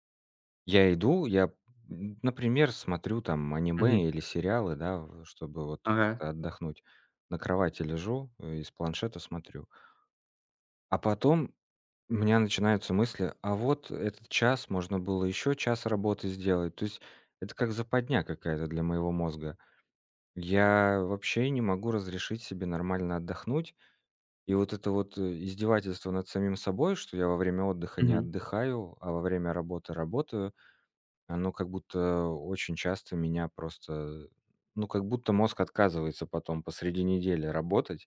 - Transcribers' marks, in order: none
- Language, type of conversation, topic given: Russian, advice, Как чувство вины во время перерывов мешает вам восстановить концентрацию?